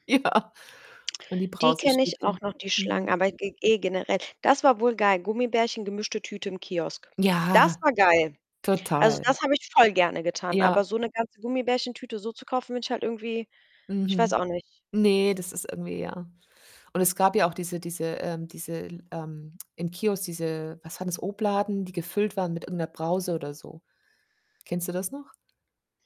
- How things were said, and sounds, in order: laughing while speaking: "Ja"; drawn out: "Ja"; distorted speech; other background noise
- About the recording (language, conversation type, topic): German, unstructured, Was magst du lieber: Schokolade oder Gummibärchen?